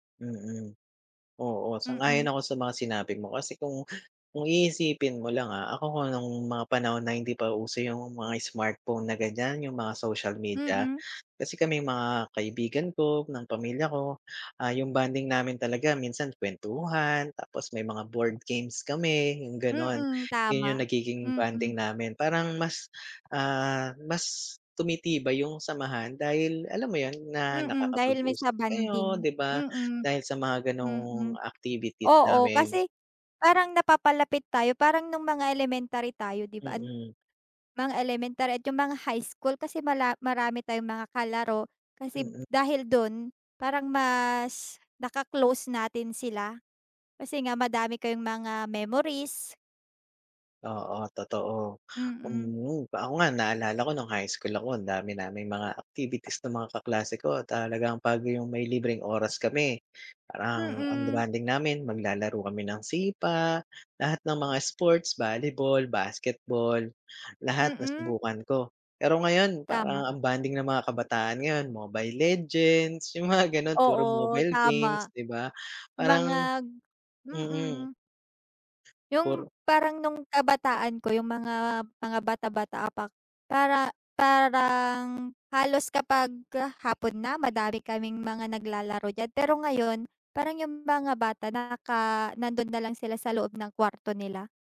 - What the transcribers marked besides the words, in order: tapping; other background noise
- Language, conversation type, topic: Filipino, unstructured, Ano ang masasabi mo tungkol sa pagkawala ng personal na ugnayan dahil sa teknolohiya?